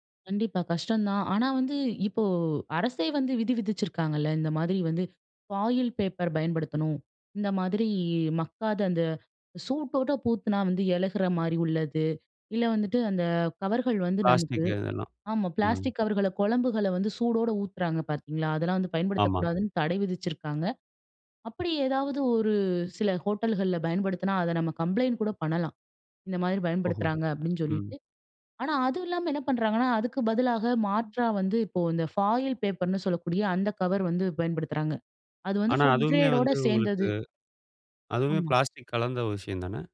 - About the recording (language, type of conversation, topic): Tamil, podcast, பிளாஸ்டிக் இல்லாத வாழ்க்கையை நாம் எப்படிச் சாத்தியமாக்கலாம்?
- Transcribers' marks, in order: in English: "ஃபாயில் பேப்பர்"; in English: "கம்ப்ளைண்ட்"; other noise; in English: "ஃபாயில் பேப்பர்னு"; other background noise; in English: "ஃபுட் க்ரேட்"